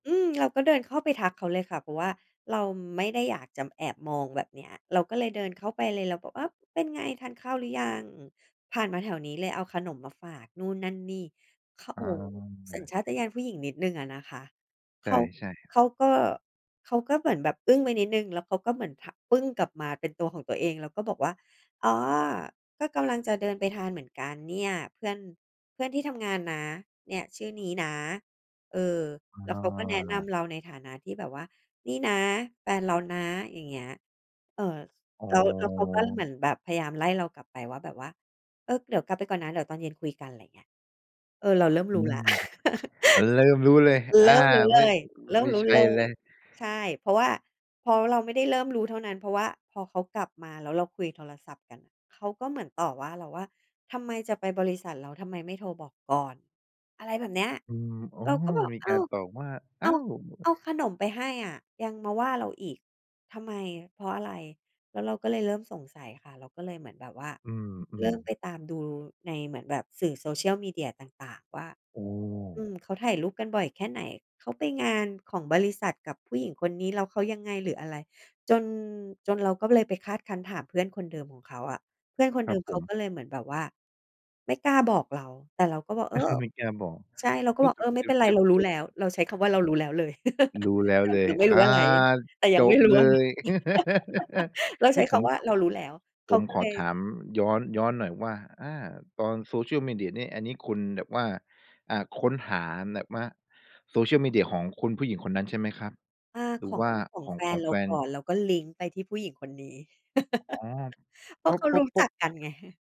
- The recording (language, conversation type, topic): Thai, podcast, คุณเคยเปลี่ยนตัวเองเพื่อให้เข้ากับคนอื่นไหม?
- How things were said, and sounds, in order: chuckle; other noise; chuckle; tapping; laugh; chuckle; laughing while speaking: "ง"; chuckle; chuckle